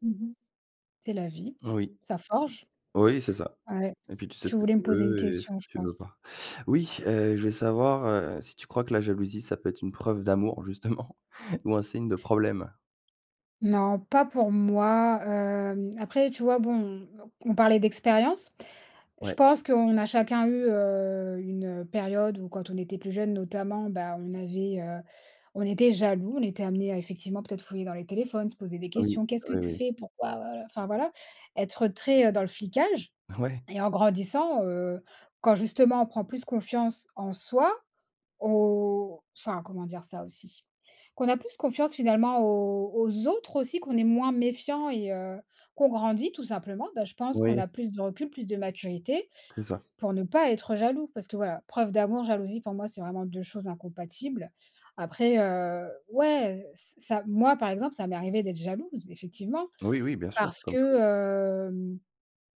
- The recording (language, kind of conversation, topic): French, unstructured, Que penses-tu des relations où l’un des deux est trop jaloux ?
- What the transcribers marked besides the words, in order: laughing while speaking: "justement ?"; other background noise; tapping; stressed: "jaloux"; drawn out: "hem"